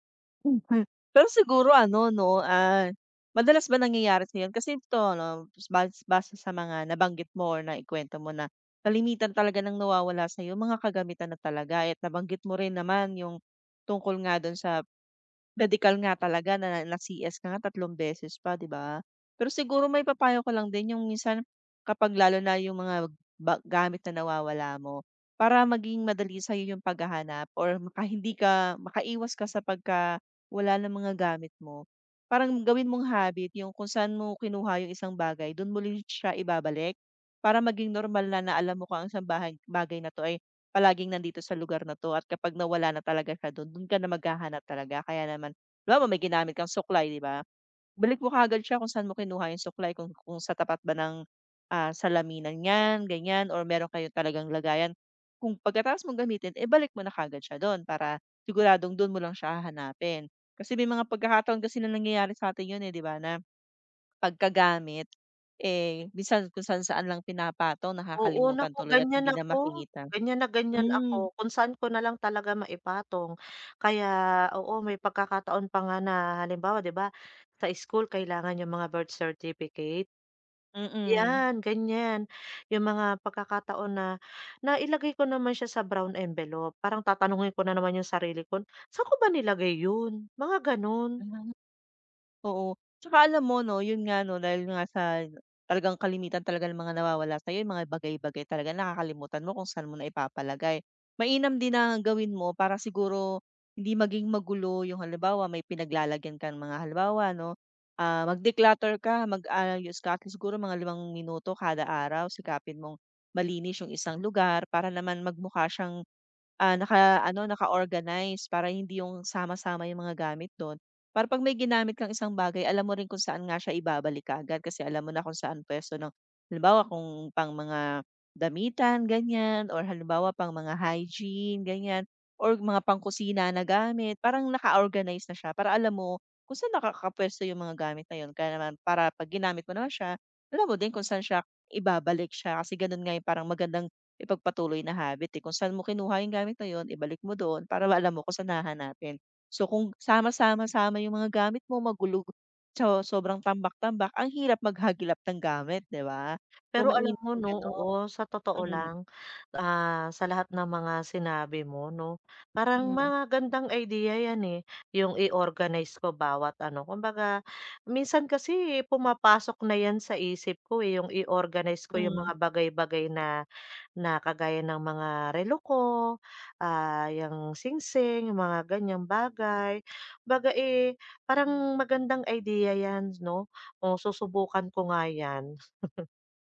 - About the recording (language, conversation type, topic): Filipino, advice, Paano ko maaayos ang aking lugar ng trabaho kapag madalas nawawala ang mga kagamitan at kulang ang oras?
- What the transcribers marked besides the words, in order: unintelligible speech; tapping; other background noise; in English: "declutter"; chuckle